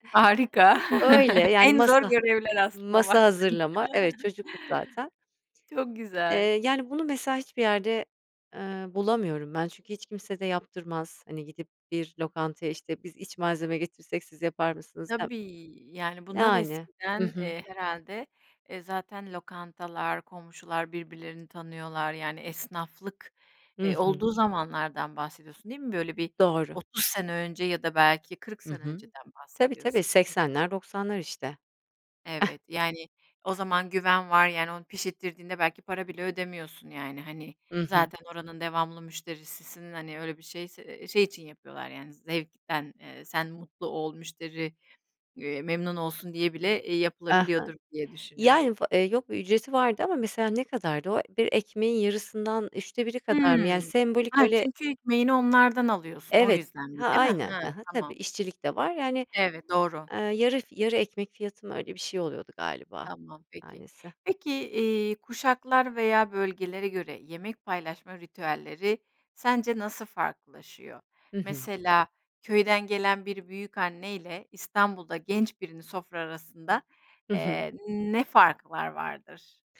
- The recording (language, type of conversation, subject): Turkish, podcast, Sevdiklerinizle yemek paylaşmanın sizin için anlamı nedir?
- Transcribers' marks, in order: chuckle; laughing while speaking: "baktığında"; tapping; chuckle; other background noise